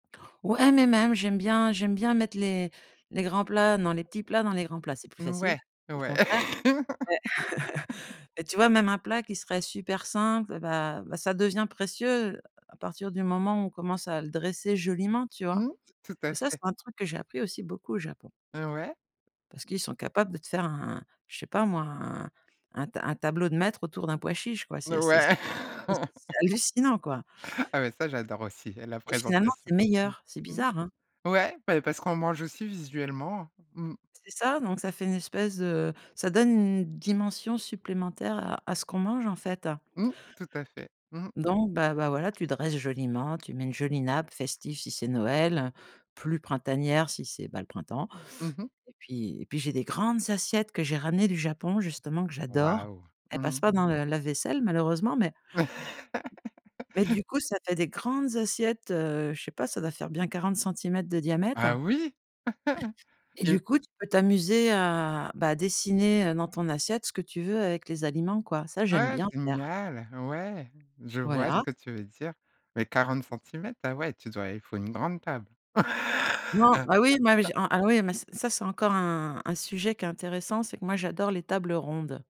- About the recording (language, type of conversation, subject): French, podcast, Comment transformer un dîner ordinaire en moment spécial ?
- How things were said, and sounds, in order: laugh; drawn out: "un"; drawn out: "un"; laughing while speaking: "Ouais"; laugh; laugh; laugh; drawn out: "à"; laugh